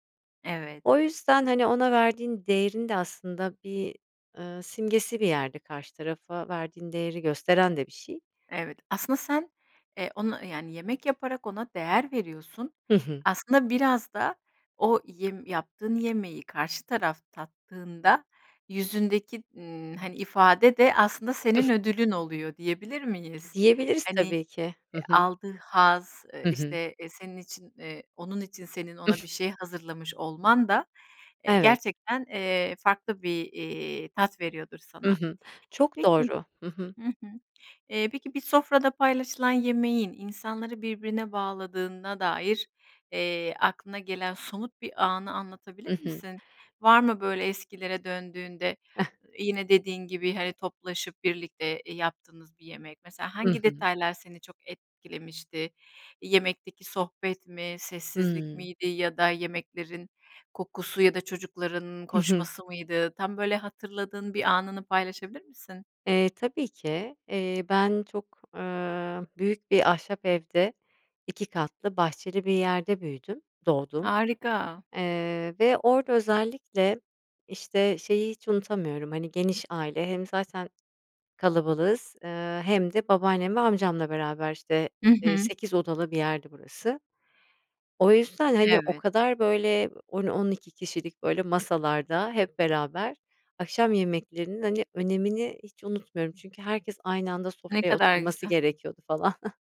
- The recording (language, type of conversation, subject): Turkish, podcast, Sevdiklerinizle yemek paylaşmanın sizin için anlamı nedir?
- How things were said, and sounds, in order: unintelligible speech; snort; other background noise; other noise; chuckle